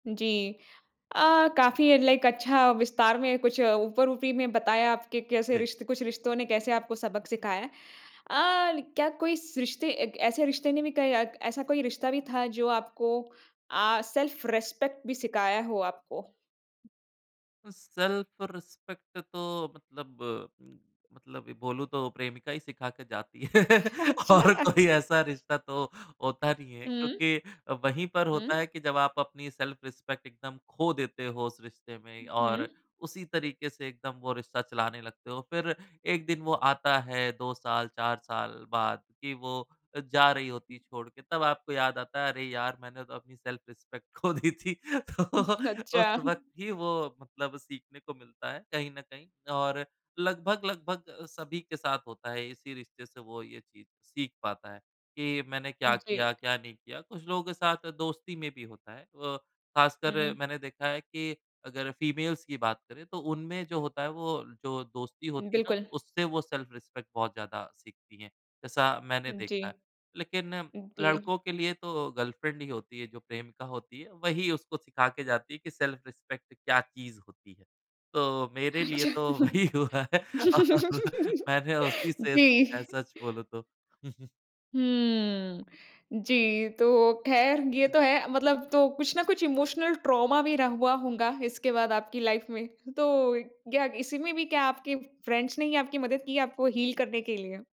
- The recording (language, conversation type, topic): Hindi, podcast, किस रिश्ते ने आपकी ज़िंदगी में सबसे बड़ा मोड़ ला दिया?
- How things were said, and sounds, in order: in English: "लाइक"; in English: "सेल्फ रिस्पेक्ट"; in English: "सेल्फ रिस्पेक्ट"; laughing while speaking: "है। और कोई ऐसा रिश्ता तो होता नहीं है"; laughing while speaking: "अच्छा"; in English: "सेल्फ रिस्पेक्ट"; in English: "सेल्फ रिस्पेक्ट"; laughing while speaking: "खो दी थी तो"; laughing while speaking: "अच्छा"; in English: "फ़ीमेल्स"; in English: "सेल्फ रिस्पेक्ट"; in English: "सेल्फ रिस्पेक्ट"; laughing while speaking: "अच्छा। जी"; laughing while speaking: "वही हुआ है और"; chuckle; tapping; in English: "इमोशनल ट्रोमा"; in English: "लाइफ़"; in English: "फ्रेंड्स"; in English: "हील"